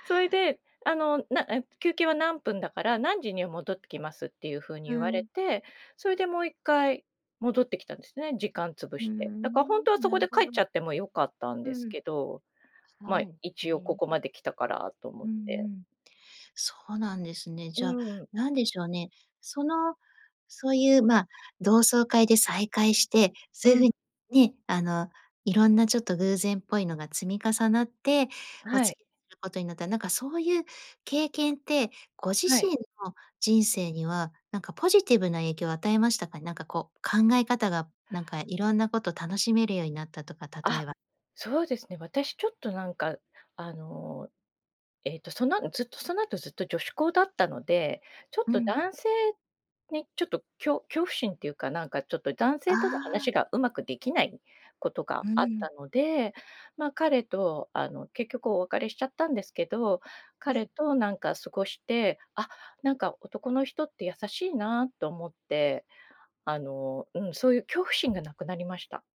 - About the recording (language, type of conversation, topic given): Japanese, podcast, 偶然の出会いから始まった友情や恋のエピソードはありますか？
- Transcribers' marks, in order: none